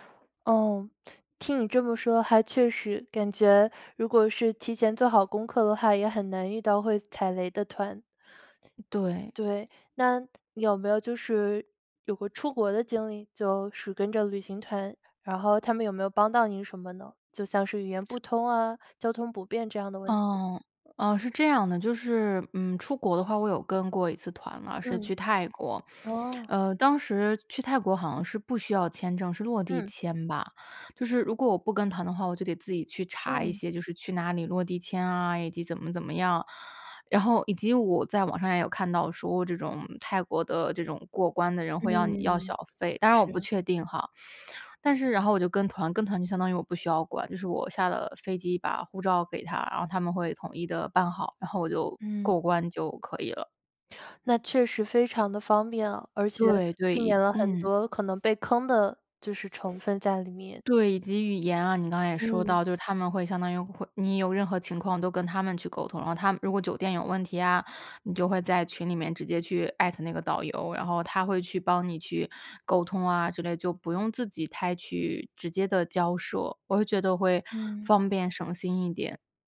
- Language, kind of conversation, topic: Chinese, podcast, 你更倾向于背包游还是跟团游，为什么？
- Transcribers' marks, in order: other background noise; in English: "at"